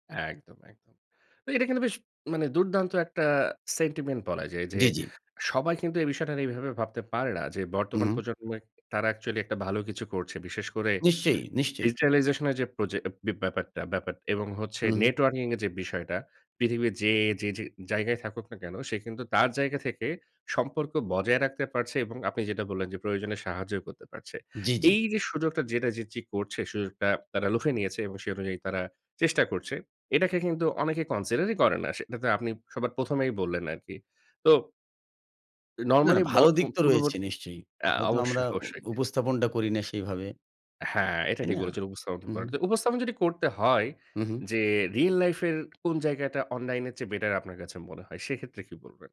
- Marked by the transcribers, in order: in English: "সেন্টিমেন্ট"; in English: "ডিজিটালাইজেশন"; in English: "কনসিডার"; other background noise
- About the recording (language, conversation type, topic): Bengali, podcast, অনলাইনে গড়ে ওঠা সম্পর্কগুলো বাস্তব জীবনের সম্পর্কের থেকে আপনার কাছে কীভাবে আলাদা মনে হয়?